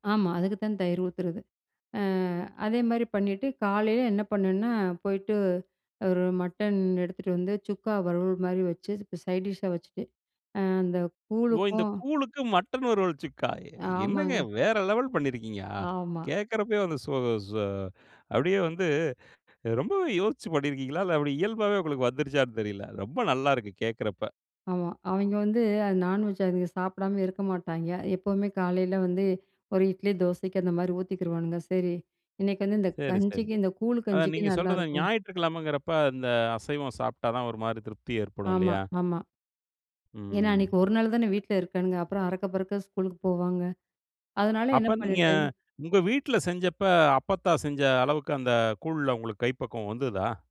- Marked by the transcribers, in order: in English: "சைட் டிஷ்ஷா"; in English: "லெவல்"; laughing while speaking: "அ. கேக்கிறப்பயே வந்து சு சு … நல்லா இருக்கு. கேக்கிறப்ப"; in English: "நான்வெஜ்"
- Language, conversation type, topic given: Tamil, podcast, பழைய பாட்டி மற்றும் தாத்தாவின் பாரம்பரிய சமையல் குறிப்புகளை நீங்கள் இன்னும் பயன்படுத்துகிறீர்களா?